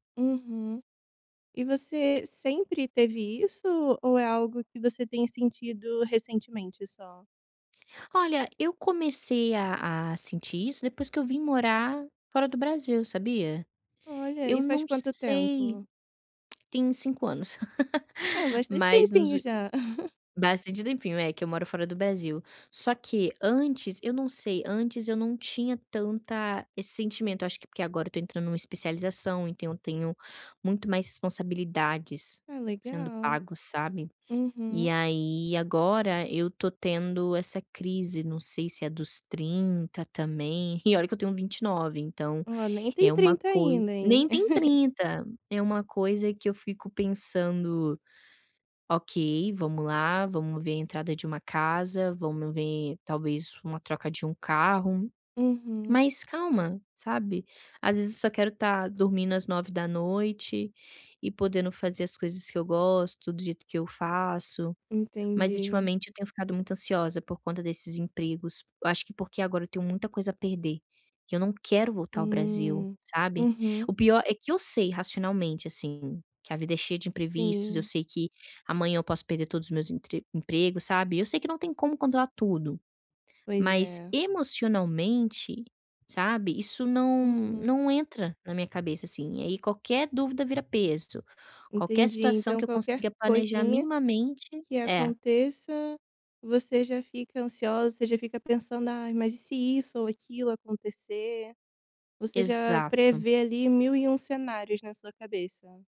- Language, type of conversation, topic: Portuguese, advice, Como posso dar um passo prático agora para lidar com a ansiedade causada pelas incertezas do dia a dia?
- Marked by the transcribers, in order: tapping; chuckle; chuckle; chuckle; chuckle